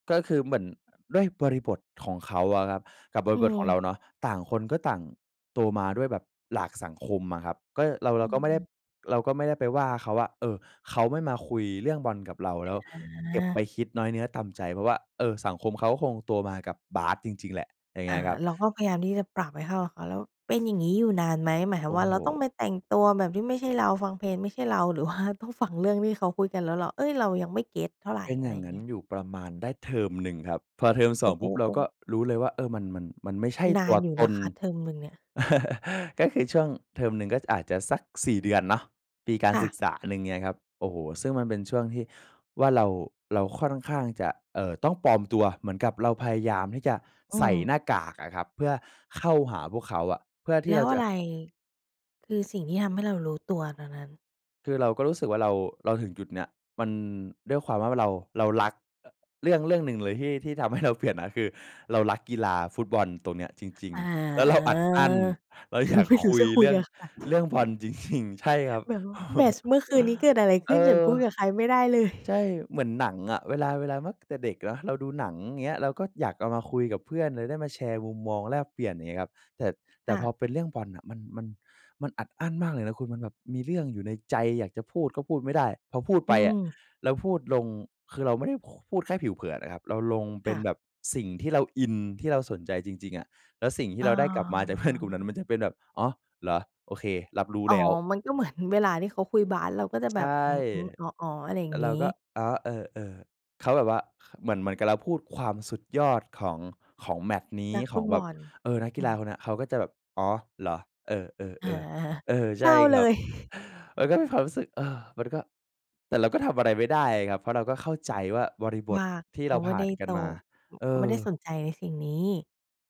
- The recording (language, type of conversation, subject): Thai, podcast, เคยรู้สึกว่าต้องปลอมตัวเพื่อให้เข้ากับคนอื่นไหม?
- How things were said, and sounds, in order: stressed: "ตน"; chuckle; other noise; laughing while speaking: "เราเปลี่ยนนะ"; laughing while speaking: "คือไม่รู้จะคุยกับใคร"; laughing while speaking: "เราอยาก"; other background noise; laughing while speaking: "จริง ๆ"; chuckle; stressed: "ใจ"; laughing while speaking: "เพื่อน"; laughing while speaking: "อา"